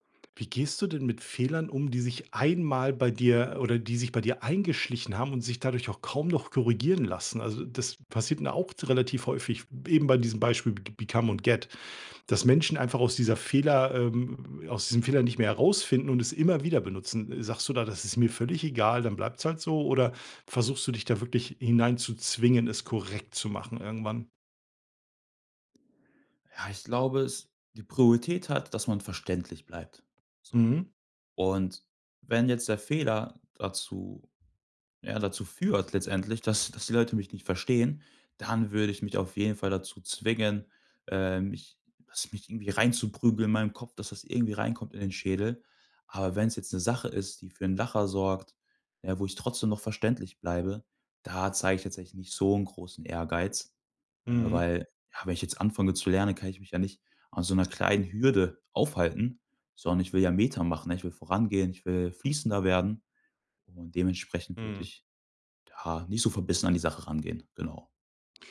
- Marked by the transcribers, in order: other background noise; stressed: "einmal"; in English: "become"; in English: "get"; stressed: "korrekt"
- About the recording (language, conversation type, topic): German, podcast, Was würdest du jetzt gern noch lernen und warum?